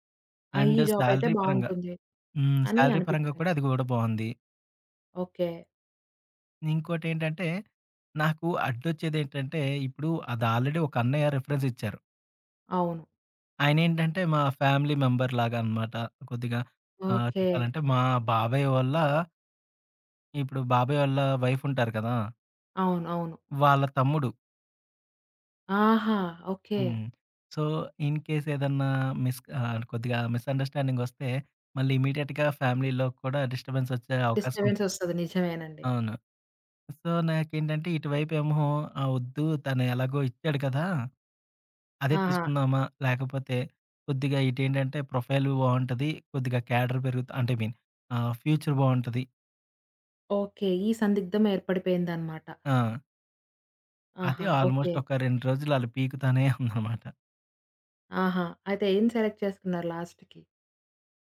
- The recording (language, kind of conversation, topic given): Telugu, podcast, రెండు ఆఫర్లలో ఒకదాన్నే ఎంపిక చేయాల్సి వస్తే ఎలా నిర్ణయం తీసుకుంటారు?
- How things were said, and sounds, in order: in English: "అండ్ సాలరీ"; in English: "జాబ్"; in English: "సాలరీ"; in English: "రిఫరెన్స్"; in English: "ఫ్యామిలీ మెంబర్"; in English: "సో, ఇన్‌కేస్"; in English: "మిస్"; in English: "మిసండర్స్‌స్టాండింగ్"; in English: "ఇమ్మీడియేట్‌గా ఫ్యామిలీ‌లో"; other background noise; in English: "సో"; in English: "క్యాడర్"; in English: "ఐ మీన్"; in English: "ఫ్యూచర్"; in English: "ఆల్‌మోస్ట్"; chuckle; in English: "సెలెక్ట్"; in English: "లాస్ట్‌కి?"